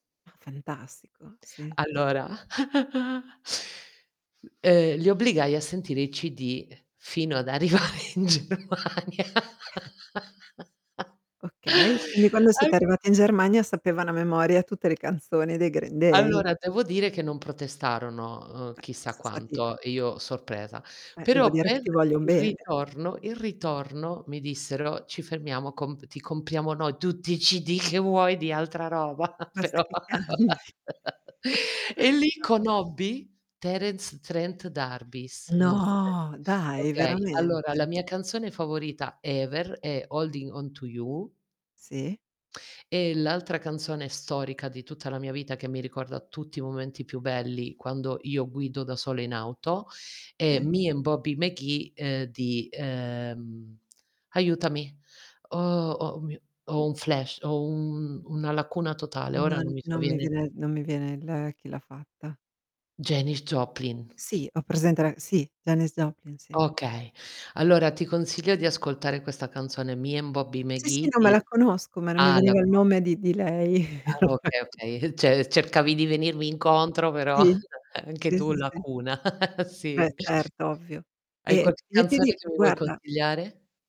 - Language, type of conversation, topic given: Italian, unstructured, Quale canzone ti ricorda un momento felice della tua vita?
- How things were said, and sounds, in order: static; tapping; chuckle; laughing while speaking: "arrivare in Germania"; chuckle; laugh; laughing while speaking: "a"; distorted speech; other background noise; laughing while speaking: "CD che"; laughing while speaking: "cambi"; chuckle; laughing while speaking: "però"; laugh; chuckle; unintelligible speech; "D'Arby" said as "d'arbys"; drawn out: "No"; in English: "ever"; drawn out: "Oh"; drawn out: "un"; chuckle; unintelligible speech; chuckle